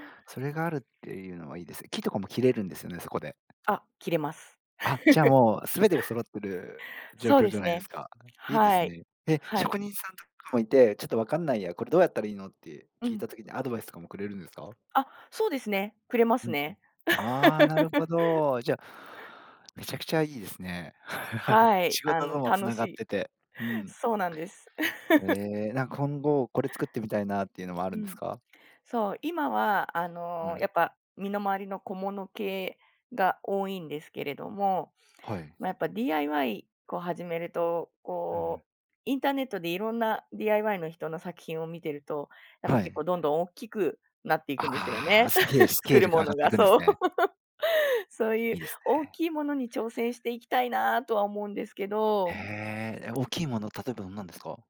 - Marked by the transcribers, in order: laugh; laugh; laugh; laugh; laugh
- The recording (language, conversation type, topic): Japanese, podcast, 最近ハマっている趣味は何ですか？